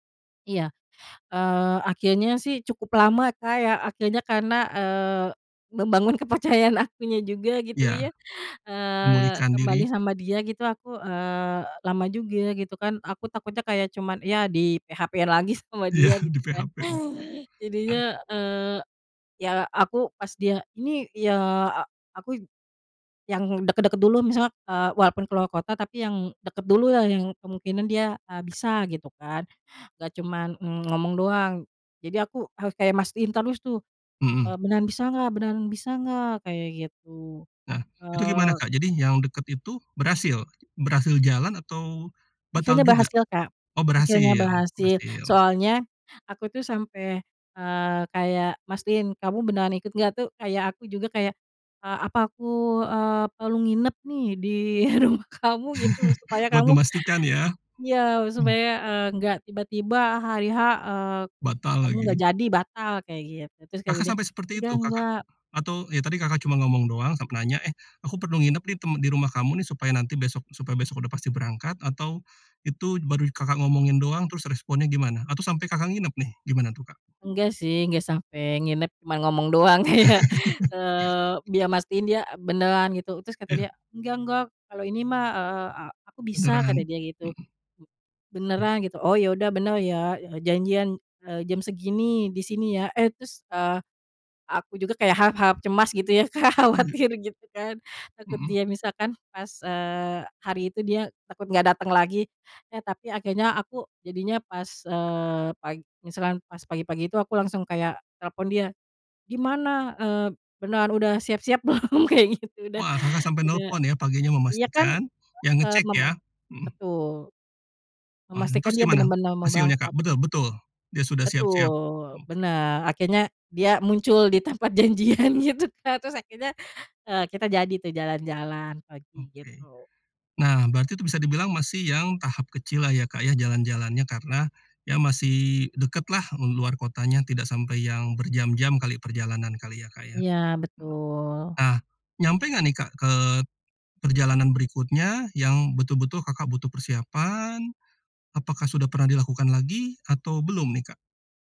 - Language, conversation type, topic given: Indonesian, podcast, Bagaimana kamu membangun kembali kepercayaan setelah terjadi perselisihan?
- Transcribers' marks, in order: other background noise; chuckle; chuckle; laughing while speaking: "belum? Kayak gitu, udah"